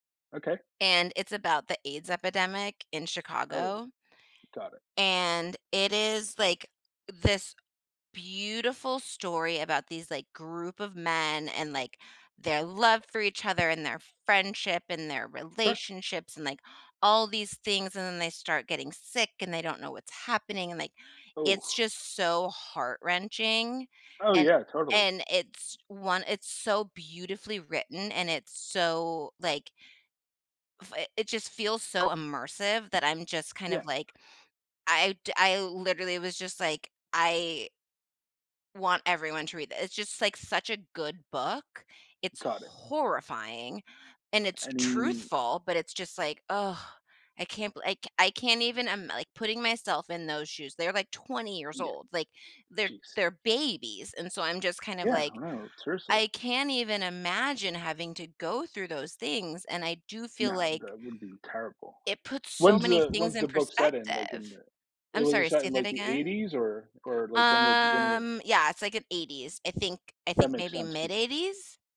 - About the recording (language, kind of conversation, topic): English, unstructured, Why do some books have such a strong emotional impact on us?
- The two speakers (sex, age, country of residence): female, 35-39, United States; male, 35-39, United States
- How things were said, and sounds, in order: other background noise